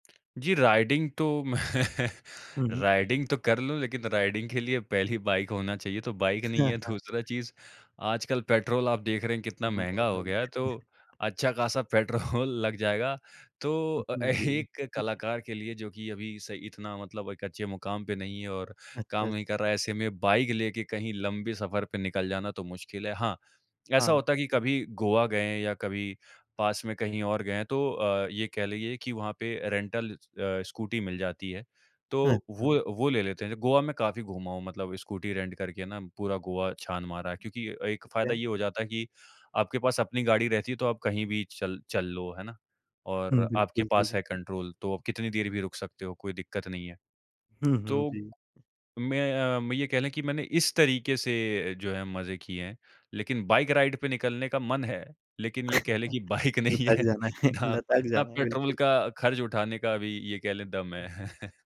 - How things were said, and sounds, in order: tapping; in English: "राइडिंग"; laughing while speaking: "मैं"; in English: "राइडिंग"; in English: "राइडिंग"; in English: "बाइक"; in English: "बाइक"; chuckle; chuckle; laughing while speaking: "पेट्रोल"; laughing while speaking: "एक"; other noise; in English: "बाइक"; in English: "रेन्टल"; in English: "रेंट"; in English: "बाइक राइड"; laughing while speaking: "है"; laughing while speaking: "बाइक नहीं है ना"; in English: "बाइक"; chuckle
- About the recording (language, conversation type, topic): Hindi, podcast, जब आपको पैशन और पगार में से किसी एक को चुनना पड़ा, तो आपने निर्णय कैसे लिया?